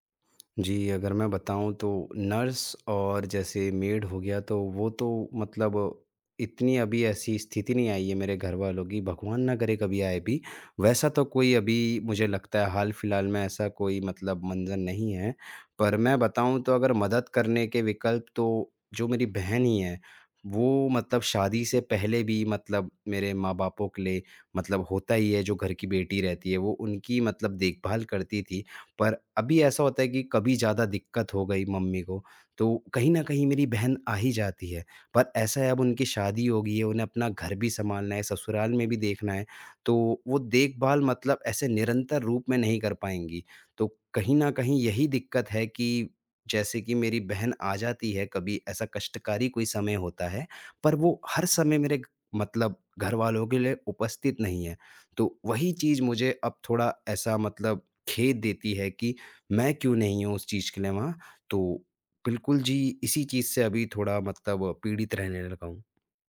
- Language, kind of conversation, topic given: Hindi, advice, क्या मुझे बुजुर्ग माता-पिता की देखभाल के लिए घर वापस आना चाहिए?
- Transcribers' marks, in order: tapping; in English: "मेड"